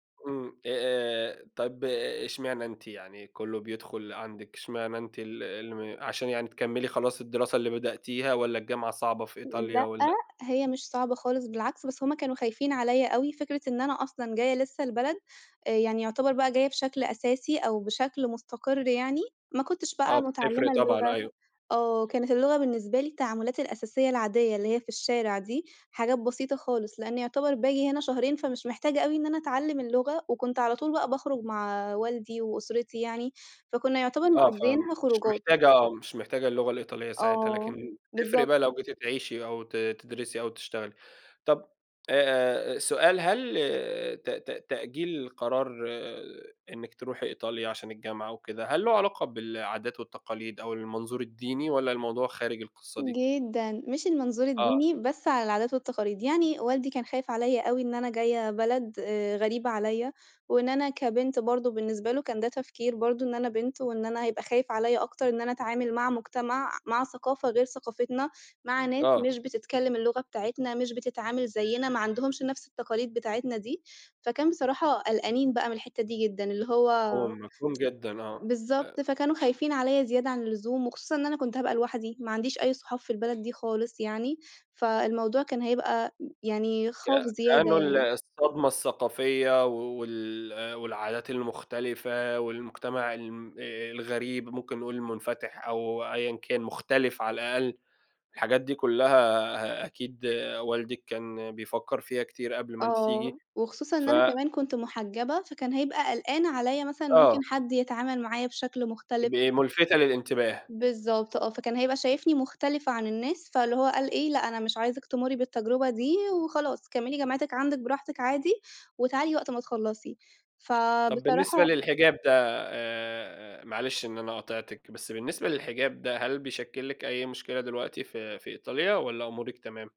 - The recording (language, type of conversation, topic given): Arabic, podcast, إزاي الهجرة أثّرت على هويتك وإحساسك بالانتماء للوطن؟
- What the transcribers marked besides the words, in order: door; tapping